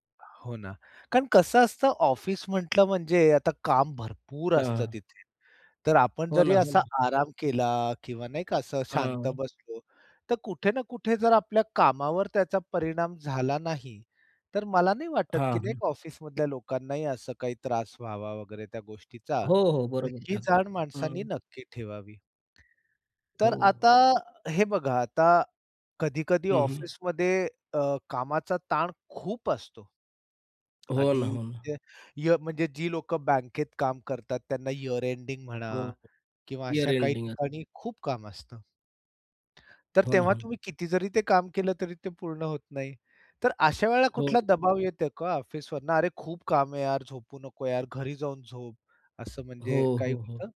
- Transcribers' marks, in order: lip smack; other background noise; tapping; unintelligible speech
- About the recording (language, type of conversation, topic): Marathi, podcast, आराम करताना दोषी वाटू नये यासाठी तुम्ही काय करता?
- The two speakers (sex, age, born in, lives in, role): male, 35-39, India, India, guest; male, 45-49, India, India, host